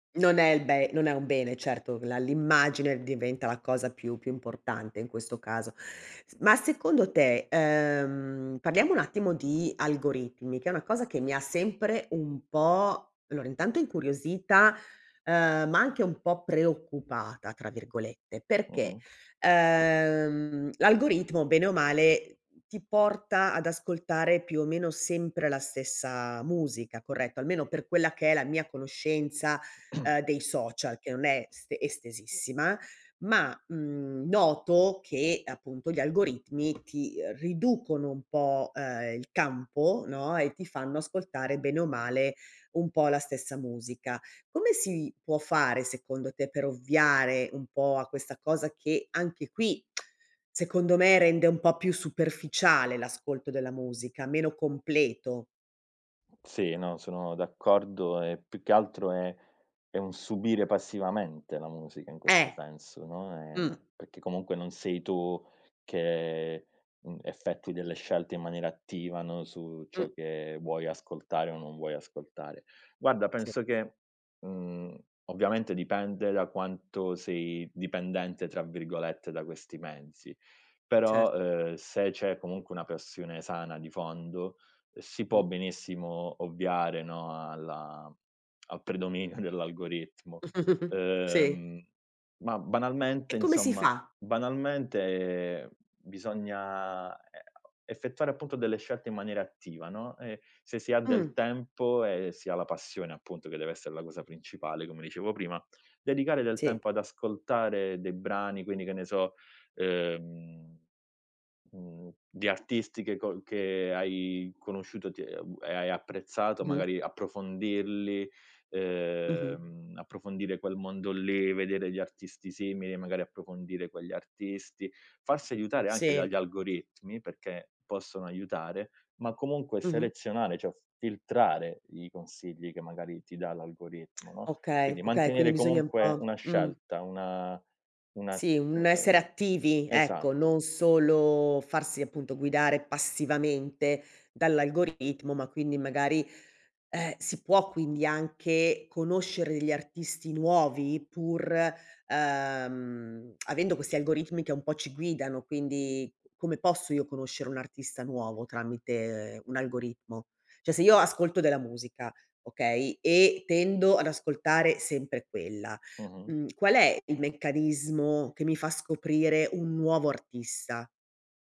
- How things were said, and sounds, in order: tapping; tsk; other background noise; giggle; "cioè" said as "ceh"; tongue click; "Cioè" said as "ceh"
- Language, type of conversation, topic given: Italian, podcast, Come i social hanno cambiato il modo in cui ascoltiamo la musica?